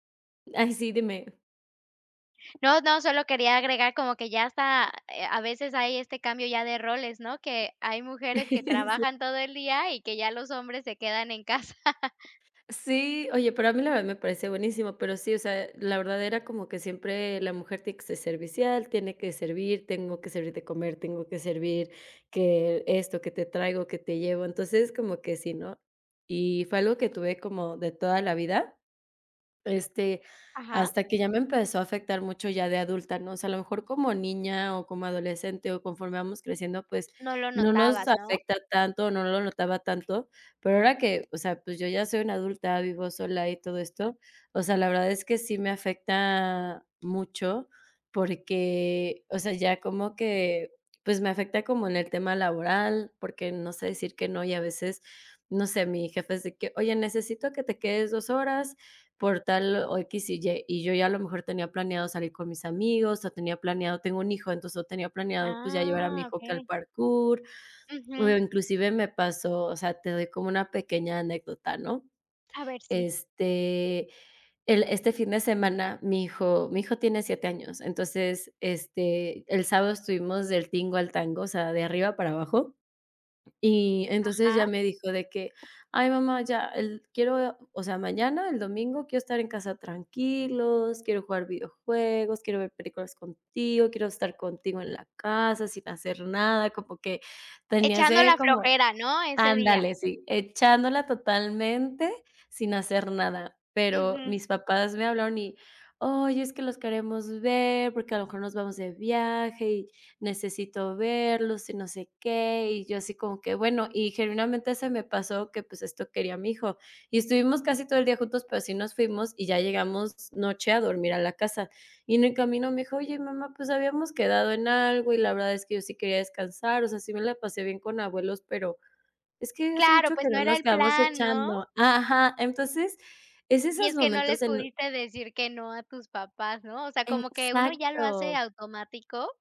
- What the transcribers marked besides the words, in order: chuckle; laughing while speaking: "casa"; other background noise; drawn out: "Ah"; tapping
- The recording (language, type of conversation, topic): Spanish, podcast, ¿Cómo aprendes a decir no sin culpa?